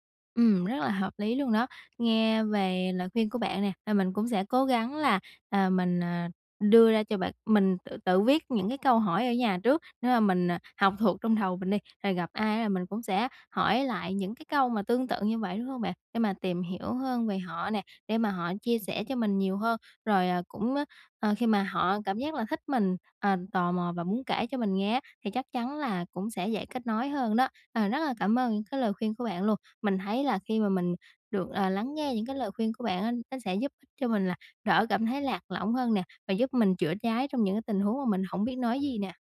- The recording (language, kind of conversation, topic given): Vietnamese, advice, Làm sao để tôi không còn cảm thấy lạc lõng trong các buổi tụ tập?
- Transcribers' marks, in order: tapping